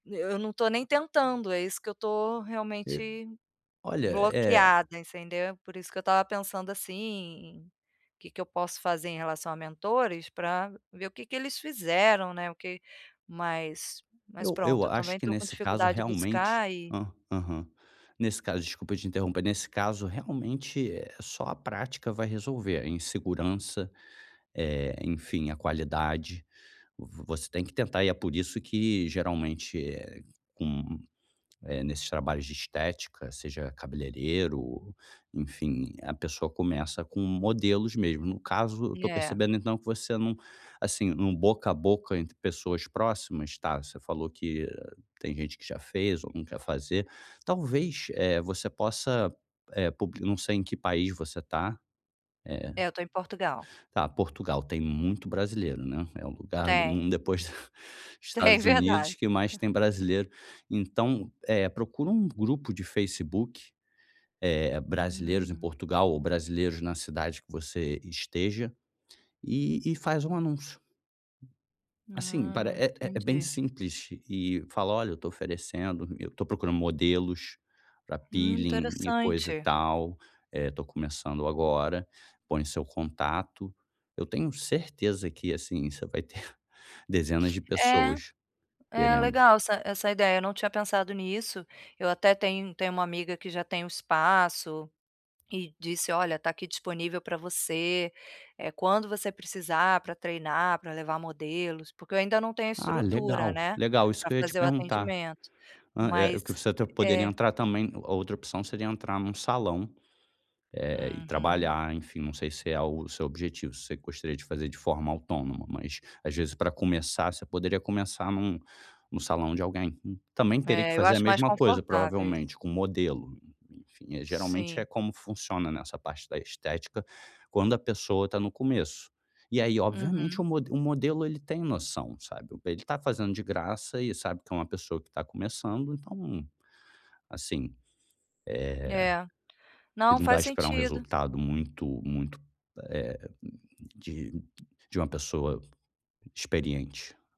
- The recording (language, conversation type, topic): Portuguese, advice, Como posso encontrar mentores e ampliar minha rede de contatos?
- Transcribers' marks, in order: tapping; chuckle; other noise; in English: "peeling"; chuckle